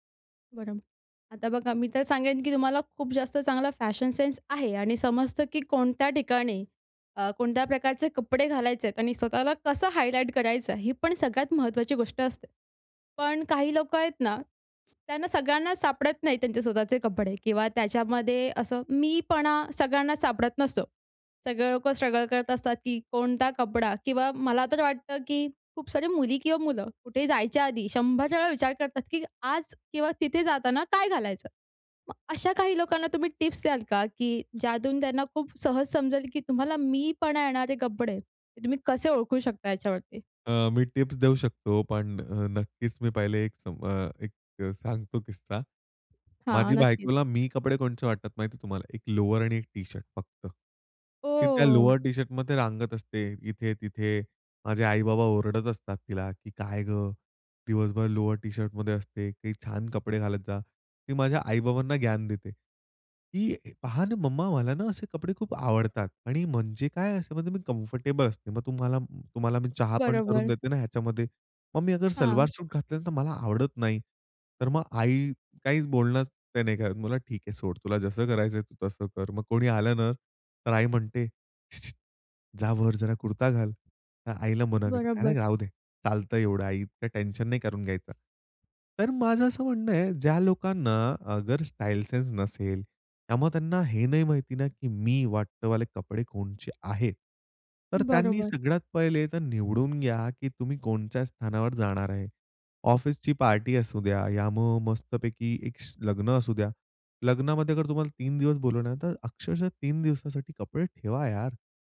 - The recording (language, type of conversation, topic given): Marathi, podcast, कोणत्या कपड्यांमध्ये आपण सर्वांत जास्त स्वतःसारखे वाटता?
- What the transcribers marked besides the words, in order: in English: "सेन्स"; tapping; in English: "हायलाइट"; other background noise; in English: "स्ट्रगल"; in English: "लोवर"; in English: "लोवर"; in English: "लोवर"; in English: "कम्फर्टेबल"; shush; in English: "सेन्स"; "स्थानावर" said as "स्थनाव"